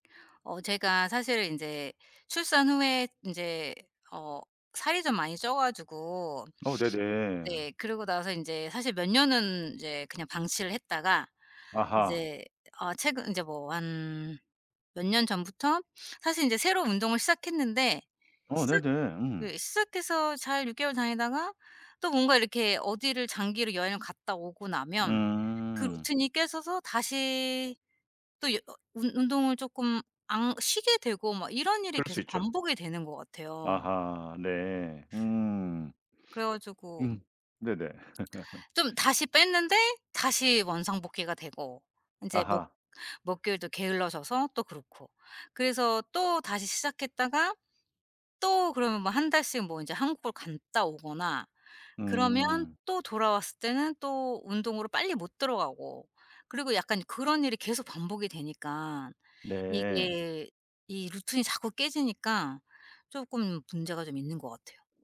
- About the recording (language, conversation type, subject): Korean, advice, 출장이나 여행 때문에 운동 루틴이 자주 깨질 때 어떻게 유지할 수 있을까요?
- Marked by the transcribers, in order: other background noise; laugh; tapping; "루틴이" said as "루튼이"